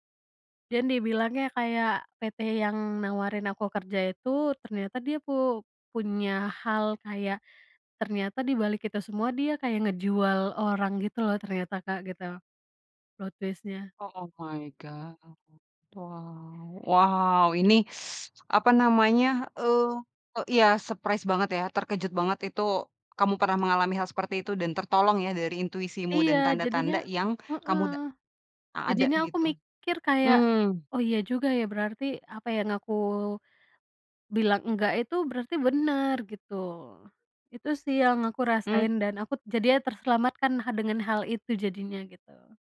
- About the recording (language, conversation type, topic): Indonesian, podcast, Bagaimana cara Anda melatih intuisi dalam kehidupan sehari-hari?
- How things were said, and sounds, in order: in English: "plot twist-nya"; in English: "O oh my God"; other background noise; teeth sucking; in English: "surprise"; tapping